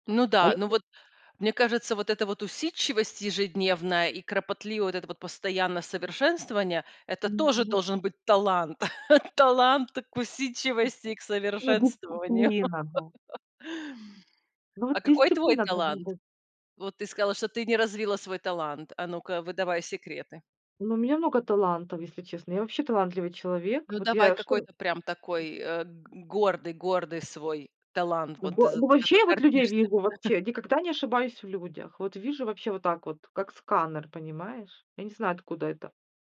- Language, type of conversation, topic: Russian, podcast, Что важнее — талант или ежедневная работа над собой?
- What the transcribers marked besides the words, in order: chuckle; other noise; laugh; other background noise; tapping; chuckle